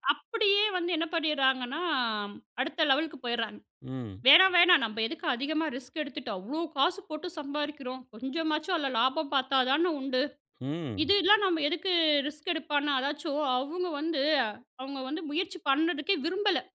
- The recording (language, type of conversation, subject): Tamil, podcast, கதைகளில் பெண்கள் எப்படிப் படைக்கப்பட வேண்டும்?
- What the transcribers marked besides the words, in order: other background noise